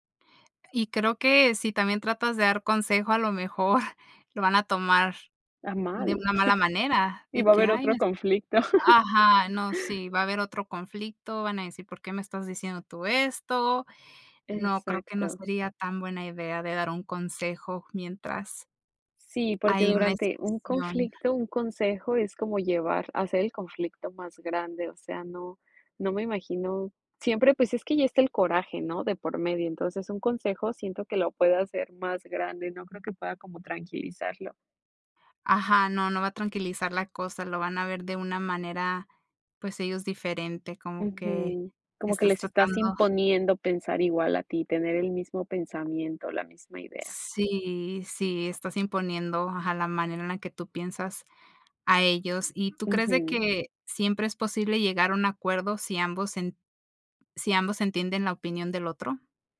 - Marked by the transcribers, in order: laughing while speaking: "mejor"; chuckle; chuckle; tapping; other background noise
- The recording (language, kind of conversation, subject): Spanish, unstructured, ¿Crees que es importante comprender la perspectiva de la otra persona en un conflicto?
- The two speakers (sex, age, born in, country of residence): female, 30-34, Mexico, United States; female, 30-34, United States, United States